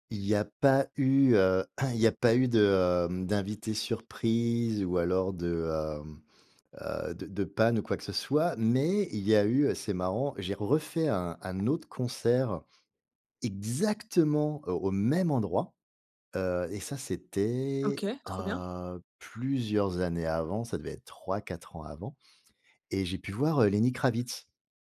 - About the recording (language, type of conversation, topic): French, podcast, Quelle expérience de concert inoubliable as-tu vécue ?
- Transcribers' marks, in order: tapping; stressed: "exactement"